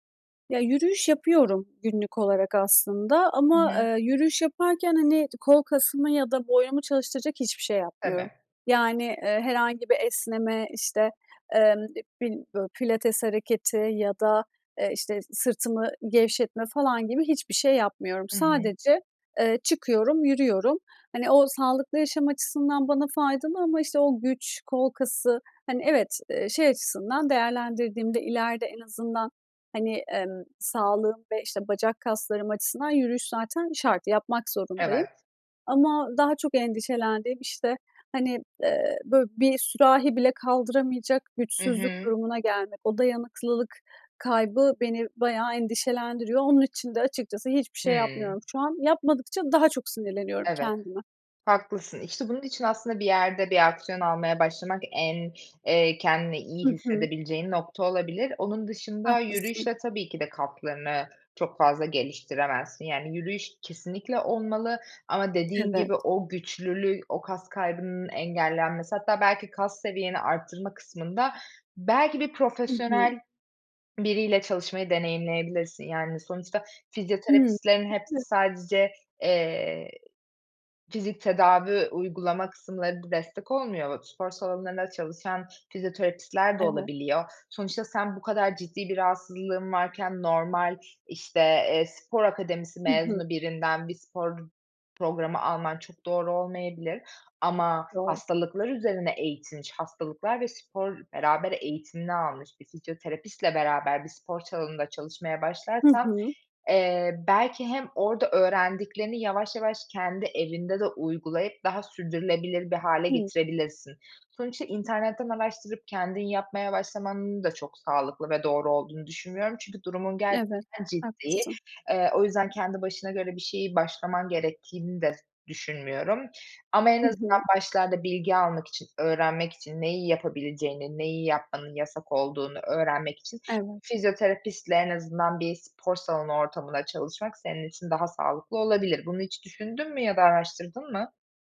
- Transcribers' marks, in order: other background noise; unintelligible speech; tapping; swallow
- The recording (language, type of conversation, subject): Turkish, advice, Yaşlanma nedeniyle güç ve dayanıklılık kaybetmekten korkuyor musunuz?